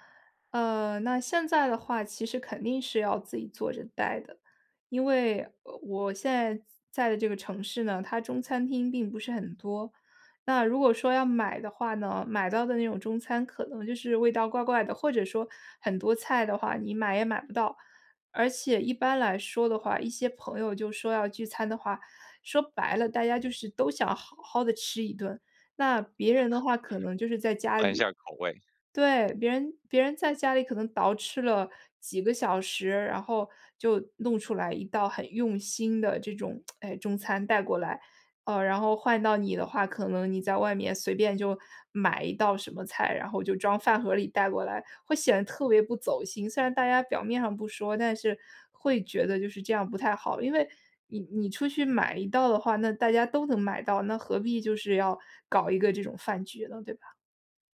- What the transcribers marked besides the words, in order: chuckle; tsk
- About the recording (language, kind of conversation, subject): Chinese, podcast, 你去朋友聚会时最喜欢带哪道菜？